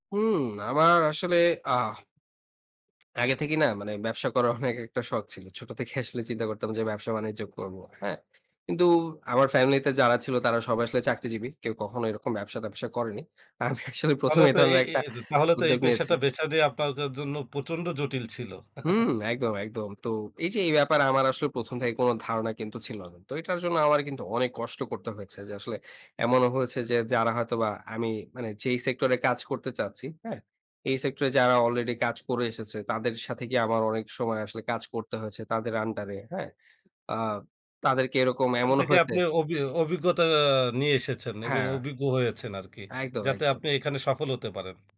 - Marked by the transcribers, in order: laughing while speaking: "অনেক"; laughing while speaking: "আসলে"; laughing while speaking: "আমি অ্যাকচুয়ালি"; unintelligible speech; chuckle; tapping
- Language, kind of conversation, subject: Bengali, podcast, কীভাবে জটিল বিষয়গুলোকে সহজভাবে বুঝতে ও ভাবতে শেখা যায়?